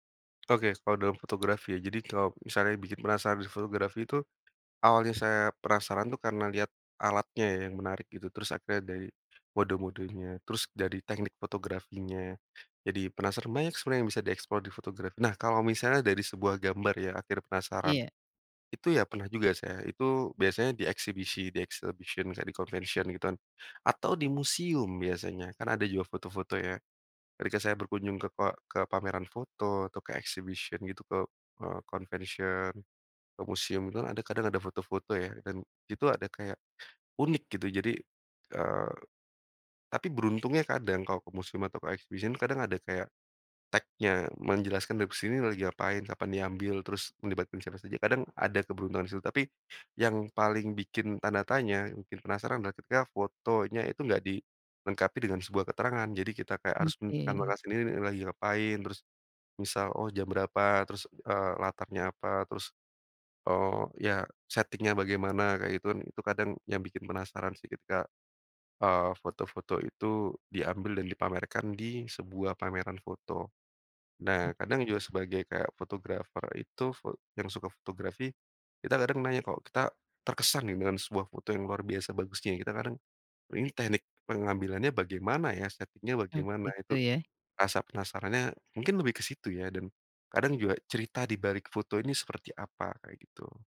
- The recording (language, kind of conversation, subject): Indonesian, podcast, Pengalaman apa yang membuat kamu terus ingin tahu lebih banyak?
- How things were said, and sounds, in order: tapping; "Oke" said as "Okes"; other background noise; in English: "di-explore"; in English: "exhibition"; in English: "convention"; in English: "exhibition"; in English: "convention"; in English: "exhibition"; in English: "setting-nya"; in English: "Setting-nya"